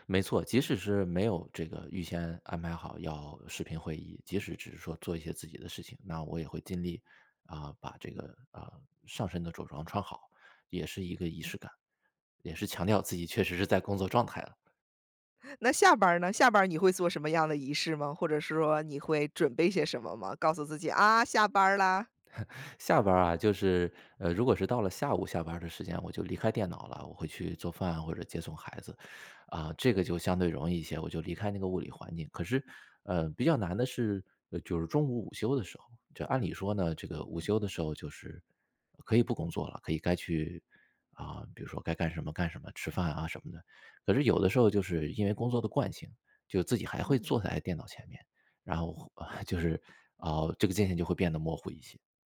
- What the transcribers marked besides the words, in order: other background noise; chuckle; laughing while speaking: "那下班儿呢？下班儿你会 … 准备些什么吗"; chuckle; chuckle
- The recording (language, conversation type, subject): Chinese, podcast, 居家办公时，你如何划分工作和生活的界限？